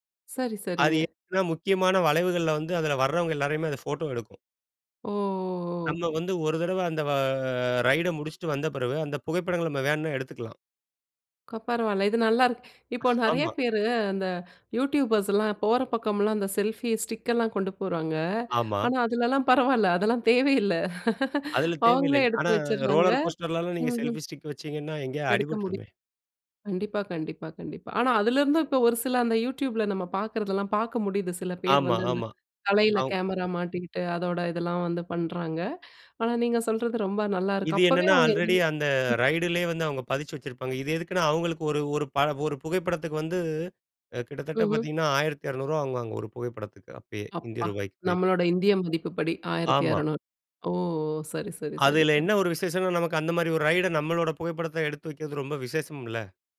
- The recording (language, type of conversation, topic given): Tamil, podcast, ஒரு பெரிய சாகச அனுபவம் குறித்து பகிர முடியுமா?
- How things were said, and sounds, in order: laugh; unintelligible speech